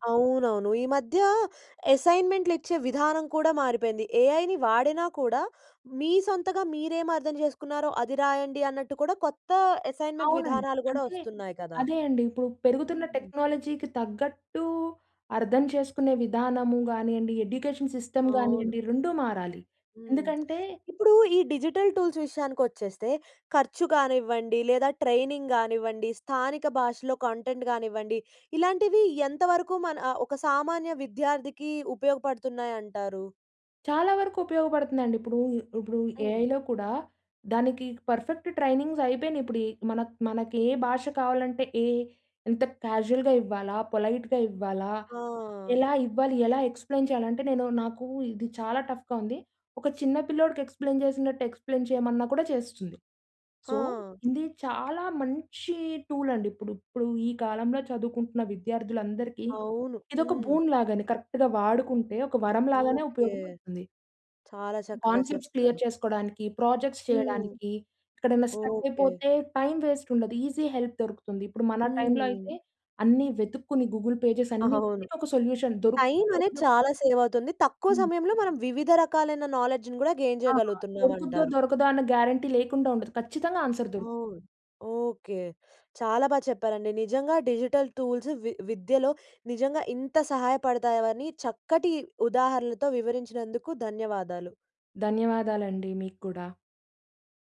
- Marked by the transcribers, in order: in English: "ఏఐ‌ని"; in English: "అసైన్మెంట్"; in English: "టెక్నాలజీ‌కి"; in English: "ఎడ్యుకేషన్ సిస్టమ్"; tapping; in English: "డిజిటల్ టూల్స్"; in English: "ట్రైనింగ్"; in English: "కంటెంట్"; in English: "ఏఐలో"; in English: "పర్ఫెక్ట్ ట్రైనింగ్స్"; in English: "క్యాజువల్‌గా"; in English: "పొలైట్‌గా"; in English: "ఎక్స్‌ప్లయిన్"; in English: "టఫ్‍గా"; in English: "ఎక్స్‌ప్లయిన్"; in English: "ఎక్స్‌ప్లెయిన్"; in English: "సో"; in English: "టూల్"; in English: "బూన్"; in English: "కరెక్ట్‌గా"; in English: "కాన్సెప్ట్స్ క్లియర్"; in English: "ప్రాజెక్ట్స్"; in English: "ష్ట్ర‌క్"; in English: "టైమ్ వేస్ట్"; in English: "ఈజీ హెల్ప్"; in English: "గూగుల్ పేజెస్"; chuckle; in English: "సొల్యూషన్"; in English: "సేవ్"; in English: "నాలెడ్జ్‌ని"; in English: "గెయిన్"; in English: "గ్యారంటీ"; in English: "ఆన్సర్"; in English: "డిజిటల్ టూల్స్"
- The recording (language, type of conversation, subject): Telugu, podcast, డిజిటల్ సాధనాలు విద్యలో నిజంగా సహాయపడాయా అని మీరు భావిస్తున్నారా?